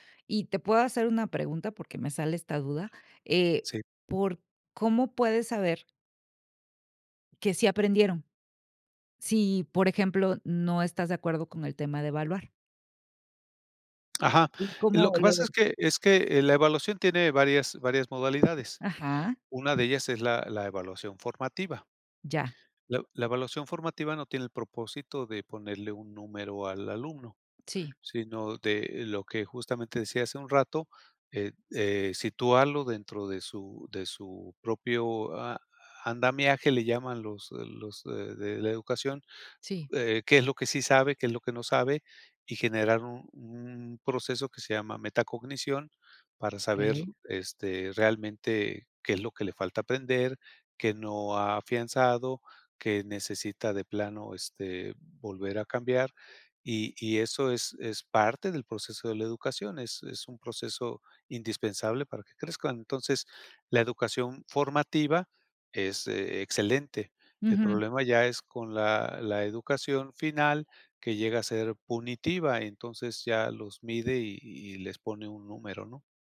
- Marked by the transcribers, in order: tapping
- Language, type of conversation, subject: Spanish, podcast, ¿Qué mito sobre la educación dejaste atrás y cómo sucedió?